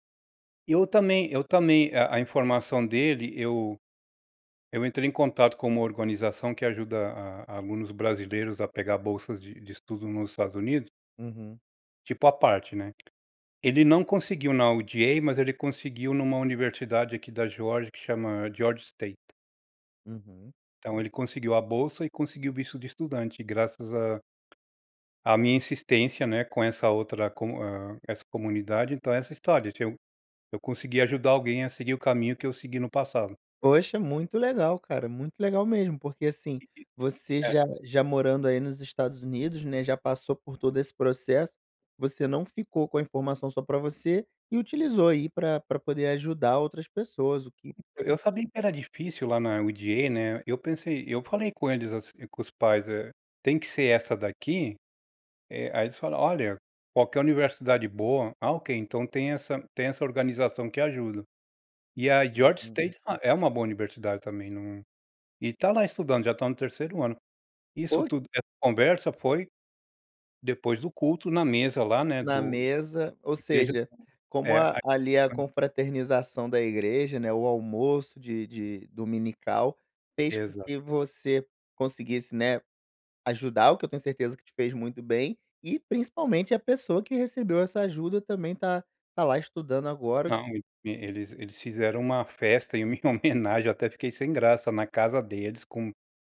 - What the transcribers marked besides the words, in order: put-on voice: "UGA"; put-on voice: "Georgia State"; put-on voice: "UGA"; put-on voice: "Georgia State"; unintelligible speech; unintelligible speech
- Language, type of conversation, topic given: Portuguese, podcast, Como a comida une as pessoas na sua comunidade?